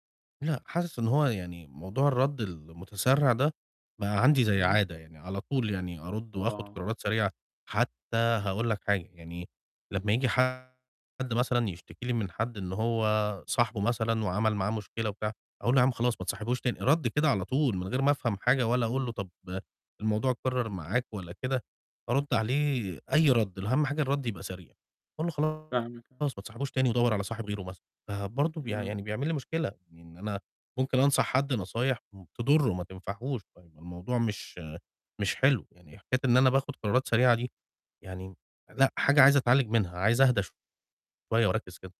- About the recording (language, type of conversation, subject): Arabic, advice, إزاي أقدر أبطل اندفاعي في اتخاذ قرارات وبعدين أندم عليها؟
- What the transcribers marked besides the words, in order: distorted speech